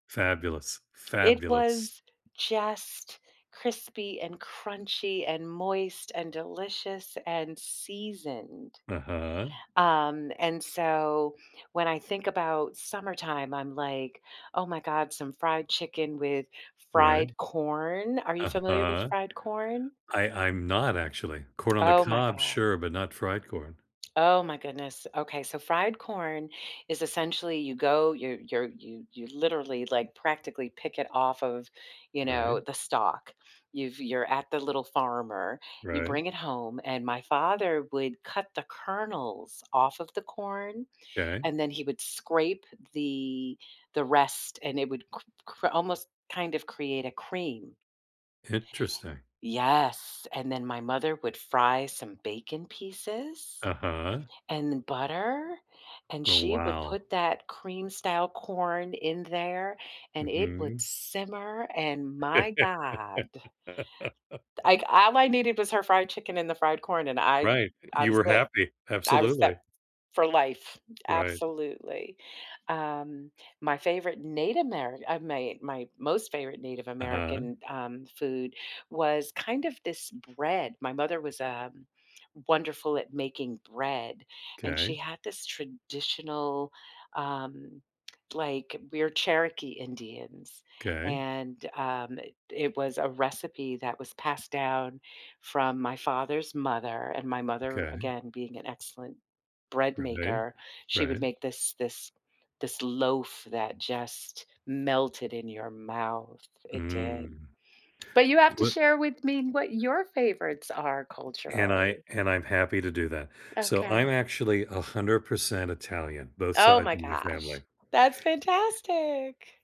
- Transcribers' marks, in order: laugh; "Native" said as "Nate"
- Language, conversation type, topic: English, unstructured, How can I use food to connect with my culture?